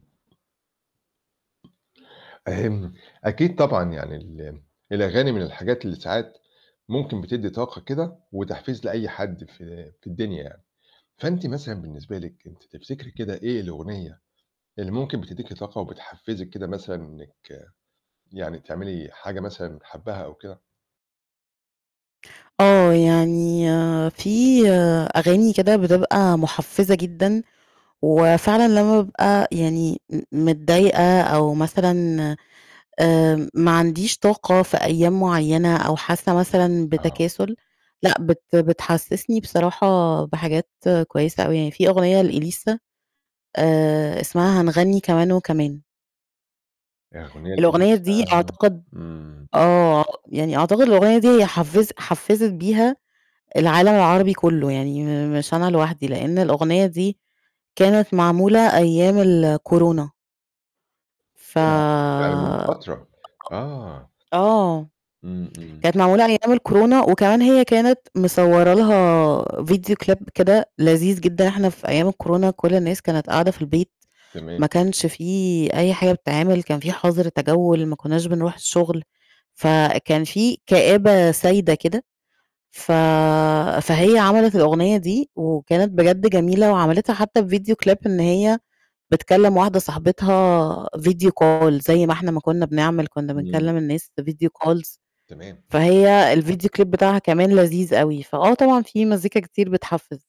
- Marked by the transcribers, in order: tapping; other background noise; other noise; tsk; in English: "Video Clip"; in English: "Video Clip"; distorted speech; in English: "Video Call"; in English: "Video Calls"; in English: "الVideo Clip"
- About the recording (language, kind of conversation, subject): Arabic, podcast, إيه هي الأغنية اللي بتديك طاقة وبتحمّسك؟